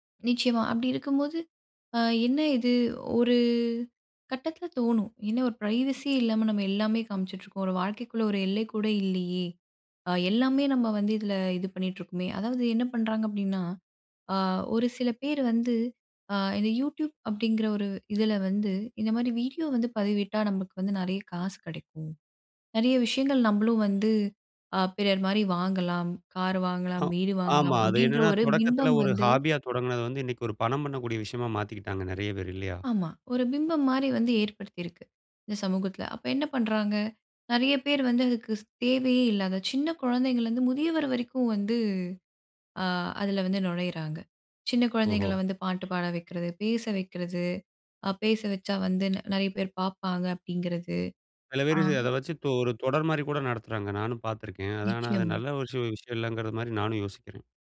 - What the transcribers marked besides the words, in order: other background noise; in English: "பிரைவெசி"; horn; in English: "ஹாபியா"; other noise
- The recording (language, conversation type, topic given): Tamil, podcast, தொலைபேசி மற்றும் சமூக ஊடக பயன்பாட்டைக் கட்டுப்படுத்த நீங்கள் என்னென்ன வழிகள் பின்பற்றுகிறீர்கள்?